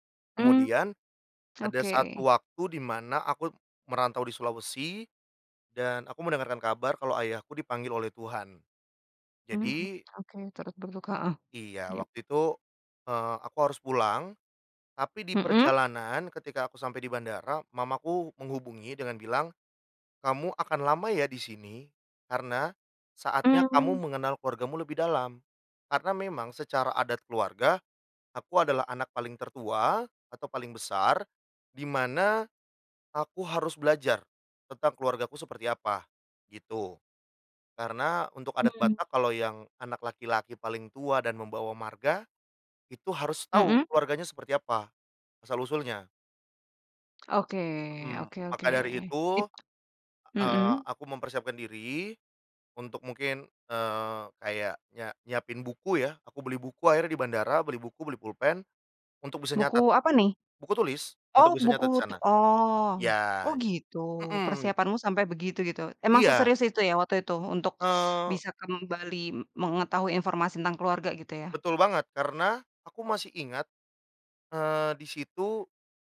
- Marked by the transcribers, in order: tapping
- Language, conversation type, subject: Indonesian, podcast, Pernahkah kamu pulang ke kampung untuk menelusuri akar keluargamu?